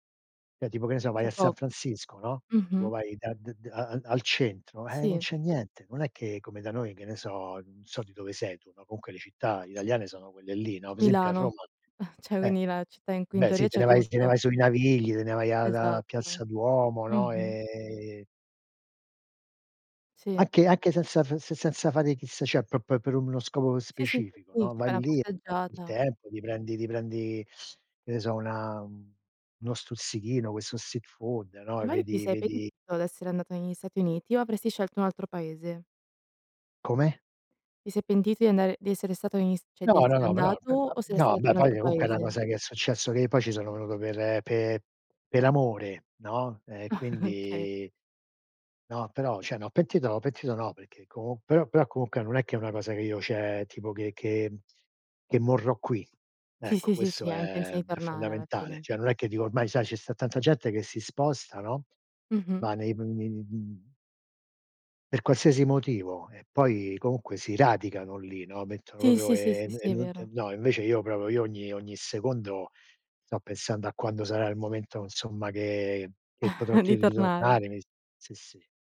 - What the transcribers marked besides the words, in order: "Cioè" said as "ceh"; other background noise; chuckle; "cioè" said as "ceh"; "proprio" said as "propo"; sniff; chuckle; "cioè" said as "ceh"; "cioè" said as "ceh"; "Cioè" said as "ceh"; "proprio" said as "propio"; "insomma" said as "nsomma"; chuckle
- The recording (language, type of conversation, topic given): Italian, unstructured, Hai un viaggio da sogno che vorresti fare?